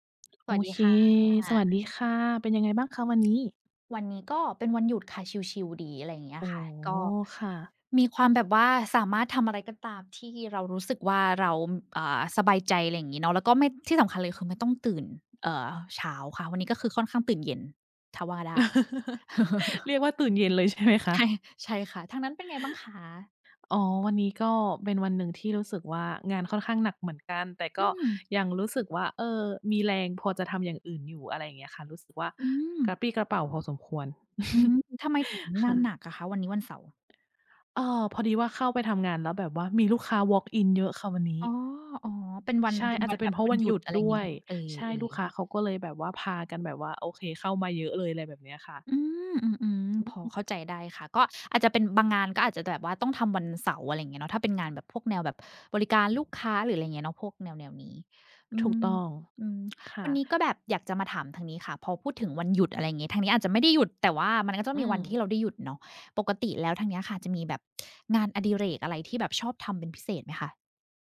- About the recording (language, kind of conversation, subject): Thai, unstructured, ถ้าคุณอยากโน้มน้าวให้คนเห็นความสำคัญของงานอดิเรก คุณจะพูดอย่างไร?
- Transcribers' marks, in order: other background noise; tapping; chuckle; chuckle